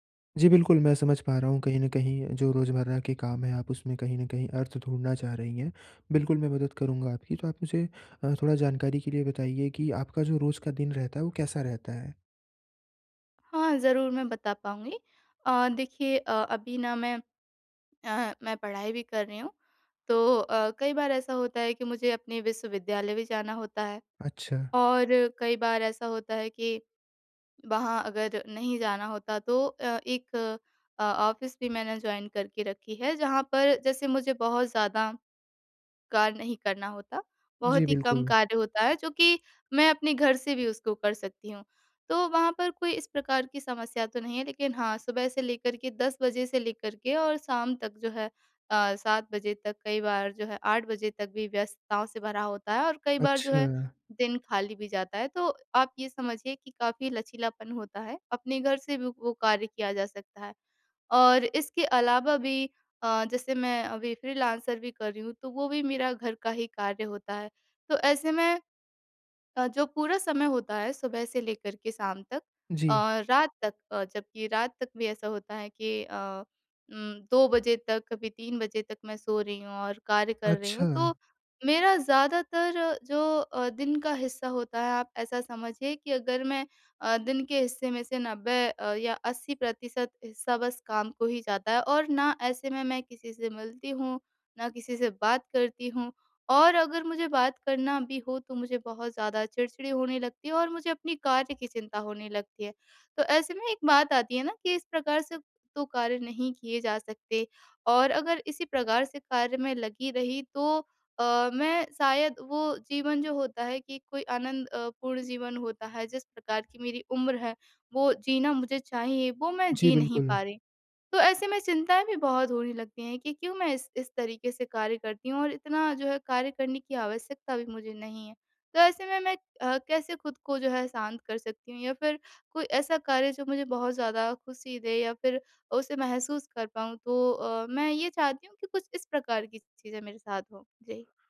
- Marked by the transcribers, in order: in English: "ऑफ़िस"; in English: "जॉइन"
- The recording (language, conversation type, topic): Hindi, advice, रोज़मर्रा की ज़िंदगी में अर्थ कैसे ढूँढूँ?